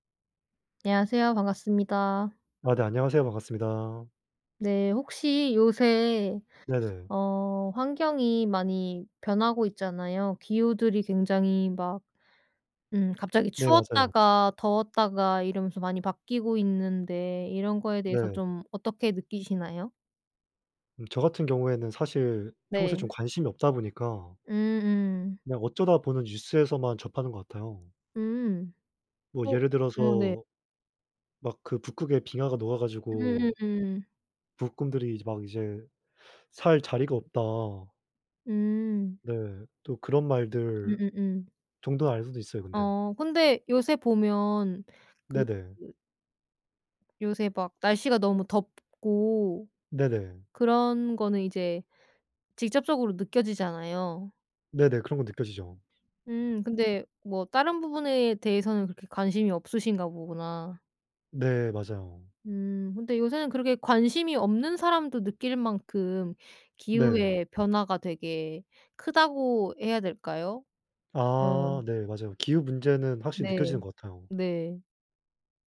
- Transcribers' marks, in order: other background noise
- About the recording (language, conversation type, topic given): Korean, unstructured, 기후 변화로 인해 사라지는 동물들에 대해 어떻게 느끼시나요?